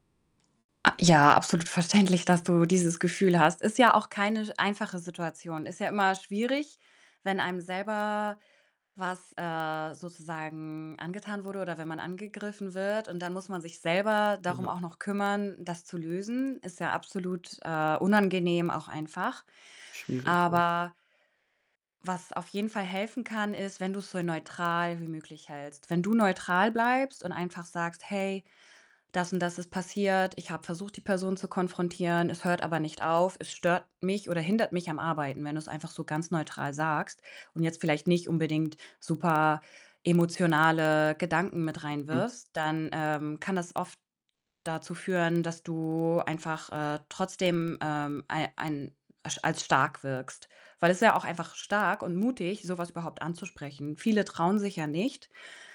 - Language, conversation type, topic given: German, advice, Wie kann ich damit umgehen, wenn ein Kollege meine Arbeit wiederholt kritisiert und ich mich dadurch angegriffen fühle?
- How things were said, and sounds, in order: distorted speech; laughing while speaking: "verständlich"; other background noise